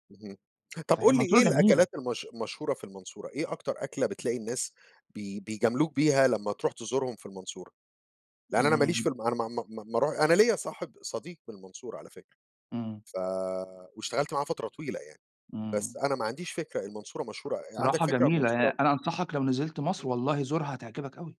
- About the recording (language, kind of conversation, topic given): Arabic, unstructured, إيه أكتر وجبة بتحبها وليه بتحبها؟
- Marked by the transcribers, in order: tapping; unintelligible speech